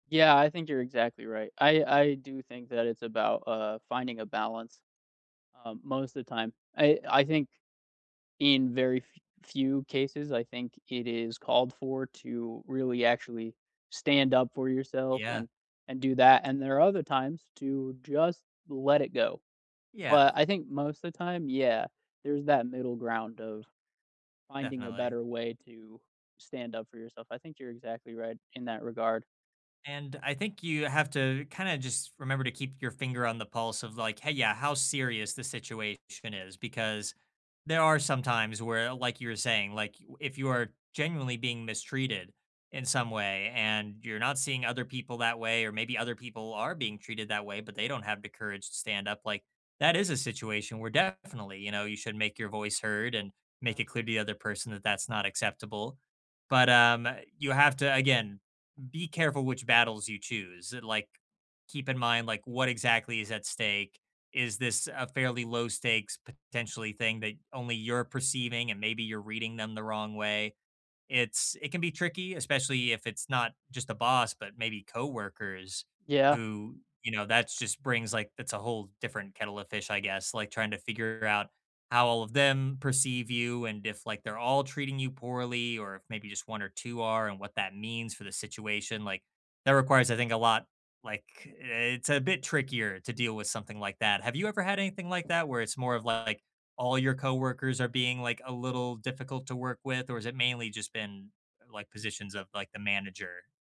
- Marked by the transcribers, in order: other background noise; tapping
- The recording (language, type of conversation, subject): English, unstructured, What has your experience been with unfair treatment at work?